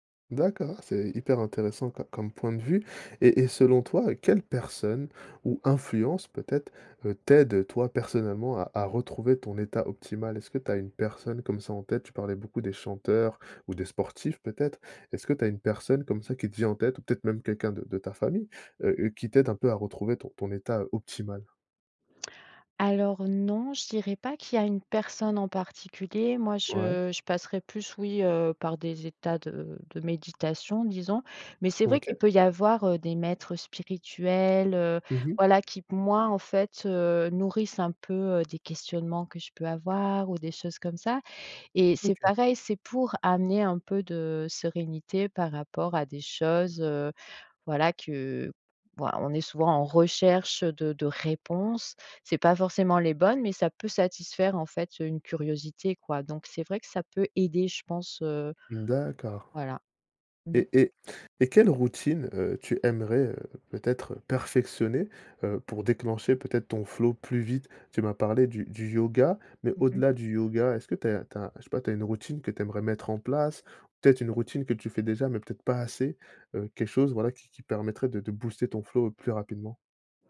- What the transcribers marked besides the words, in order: stressed: "réponses"; stressed: "perfectionner"
- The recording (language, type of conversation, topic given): French, podcast, Quel conseil donnerais-tu pour retrouver rapidement le flow ?